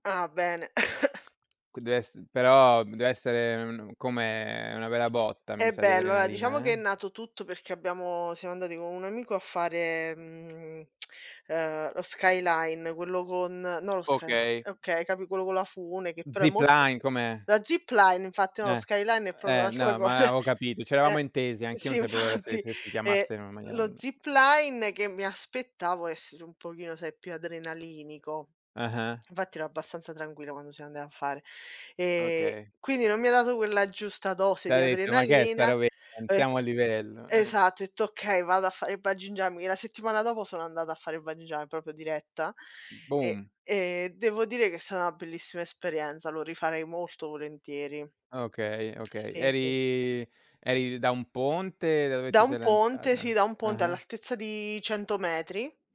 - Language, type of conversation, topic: Italian, unstructured, Qual è stato un momento in cui hai dovuto essere coraggioso?
- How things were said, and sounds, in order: tapping; cough; tsk; in English: "sky"; other background noise; "avevo" said as "aveo"; "proprio" said as "propo"; chuckle; laughing while speaking: "sì infatti"; "infatti" said as "nfatti"; "tranquilla" said as "tranguilla"; "jumping" said as "jumbin"; "proprio" said as "propIo"; lip smack